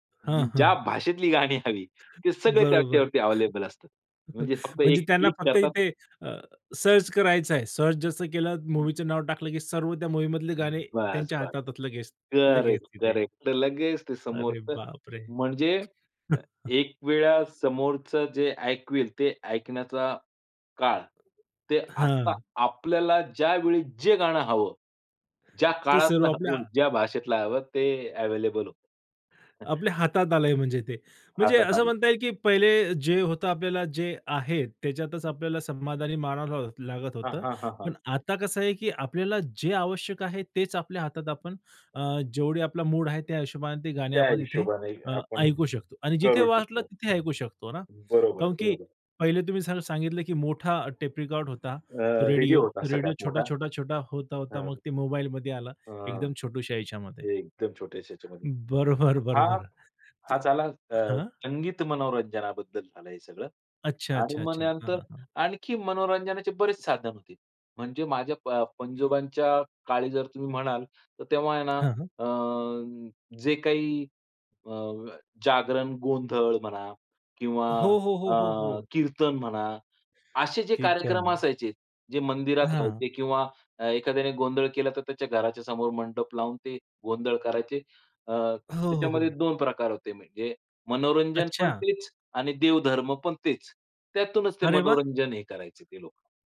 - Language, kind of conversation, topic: Marathi, podcast, घरातल्या वेगवेगळ्या पिढ्यांमध्ये मनोरंजनाची आवड कशी बदलते?
- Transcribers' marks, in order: other background noise; chuckle; in English: "सर्च"; in English: "सर्च"; other noise; chuckle; tapping